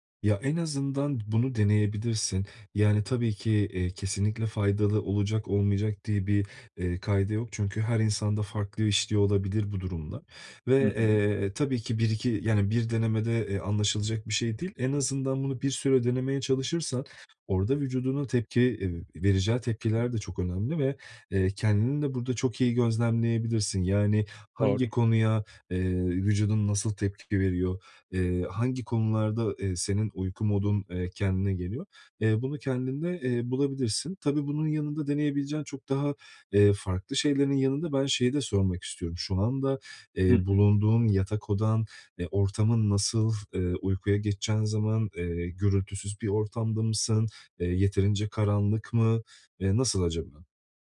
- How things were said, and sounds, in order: other background noise
- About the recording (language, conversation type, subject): Turkish, advice, Uyumadan önce zihnimi sakinleştirmek için hangi basit teknikleri deneyebilirim?